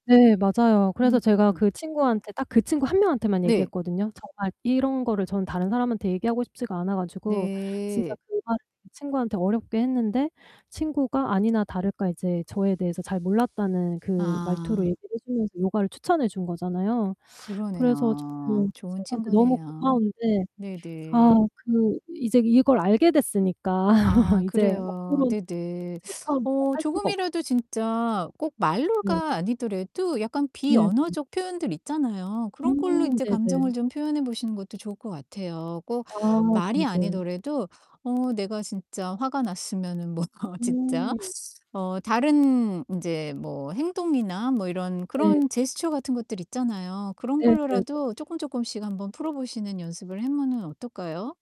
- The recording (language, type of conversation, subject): Korean, advice, 감정이 억눌려 잘 표현되지 않을 때, 어떻게 감정을 알아차리고 말로 표현할 수 있을까요?
- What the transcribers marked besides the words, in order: distorted speech; tapping; static; laugh; laughing while speaking: "뭐"